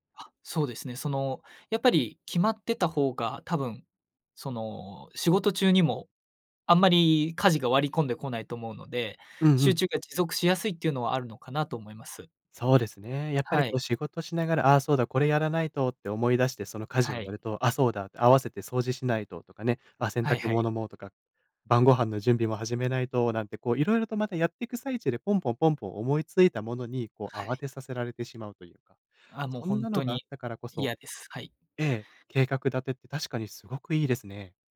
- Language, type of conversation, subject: Japanese, advice, 集中するためのルーティンや環境づくりが続かないのはなぜですか？
- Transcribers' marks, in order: none